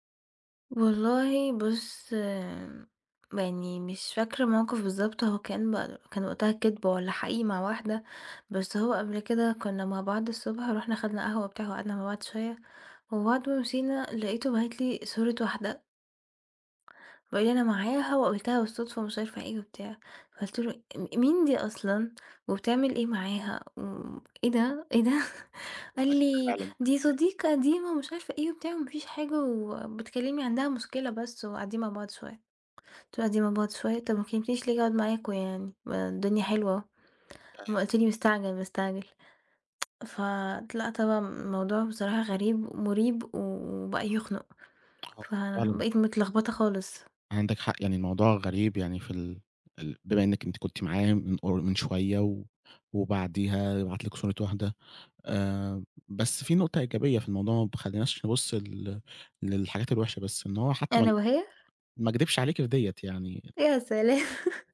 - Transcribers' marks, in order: other noise; laughing while speaking: "إيه ده؟"; unintelligible speech; tsk; laughing while speaking: "سلام!"
- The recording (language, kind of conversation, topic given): Arabic, advice, إزاي أقرر أسيب ولا أكمل في علاقة بتأذيني؟
- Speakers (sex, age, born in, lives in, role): female, 20-24, Egypt, Portugal, user; male, 20-24, Egypt, Egypt, advisor